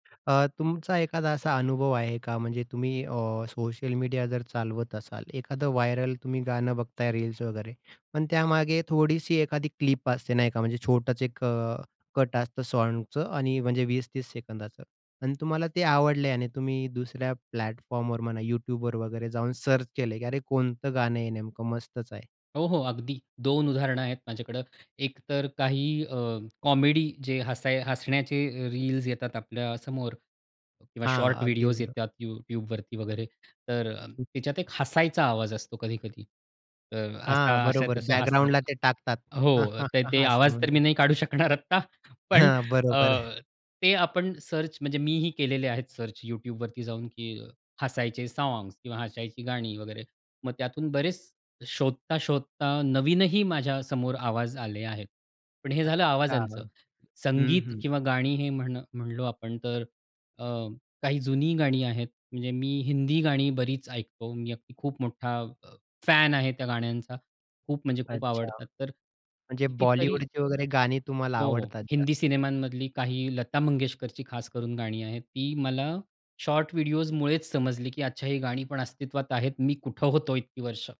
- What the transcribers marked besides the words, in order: in English: "व्हायरल"; in English: "क्लिप"; in English: "साँगचं"; tapping; in English: "सर्च"; in English: "कॉमेडी"; other background noise; in English: "बॅकग्राऊंडला"; laugh; chuckle; in English: "सर्च"; in English: "सर्च"; in English: "साँग्स"
- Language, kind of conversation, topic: Marathi, podcast, सोशल मीडियामुळे आपण संगीत शोधण्याची पद्धत बदलली आहे का?